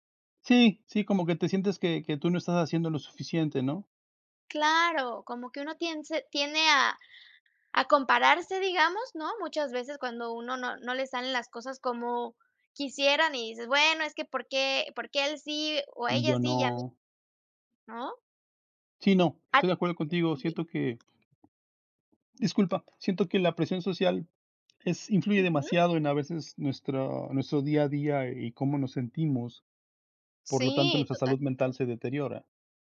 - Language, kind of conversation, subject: Spanish, unstructured, ¿Cómo afecta la presión social a nuestra salud mental?
- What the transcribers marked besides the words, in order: tapping